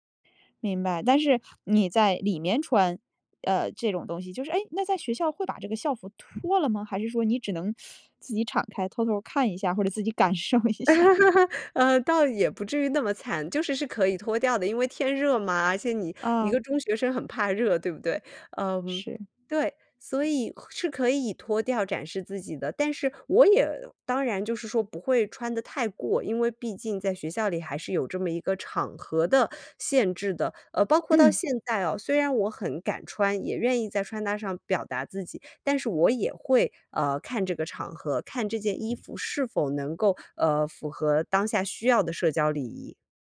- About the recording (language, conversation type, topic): Chinese, podcast, 你觉得你的穿衣风格在传达什么信息？
- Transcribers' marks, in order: other background noise; teeth sucking; laughing while speaking: "感受一下"; laugh